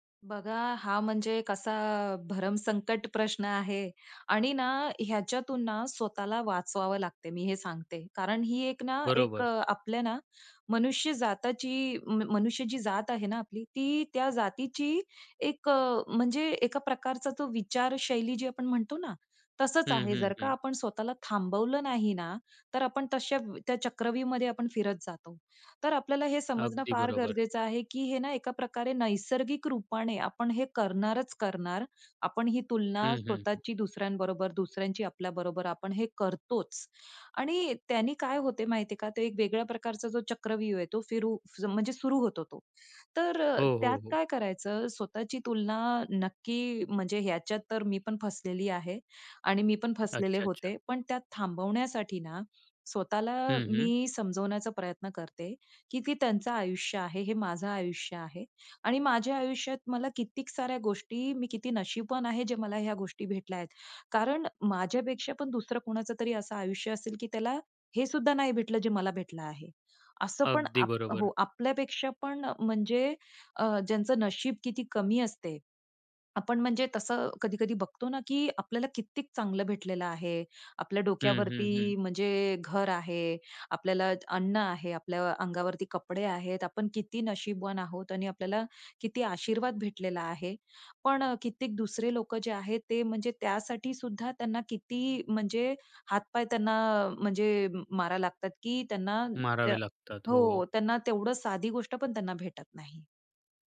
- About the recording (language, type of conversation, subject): Marathi, podcast, तुम्ही स्वतःची तुलना थांबवण्यासाठी काय करता?
- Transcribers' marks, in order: "धर्म" said as "भरम"; trusting: "आपल्या डोक्यावरती म्हणजे घर आहे … आशीर्वाद भेटलेला आहे"